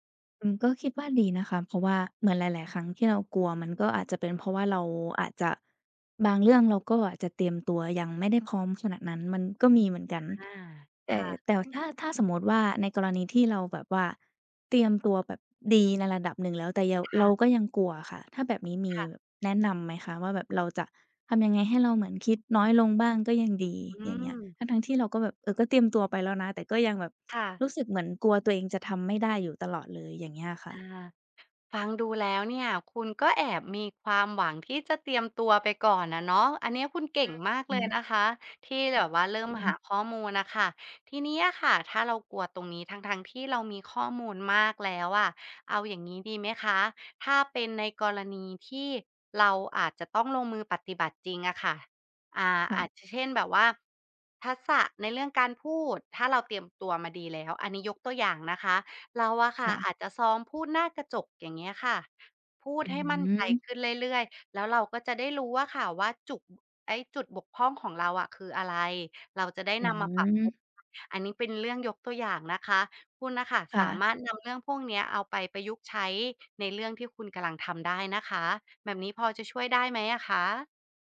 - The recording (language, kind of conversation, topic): Thai, advice, คุณรู้สึกกลัวความล้มเหลวจนไม่กล้าเริ่มลงมือทำอย่างไร
- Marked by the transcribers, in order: other background noise; tapping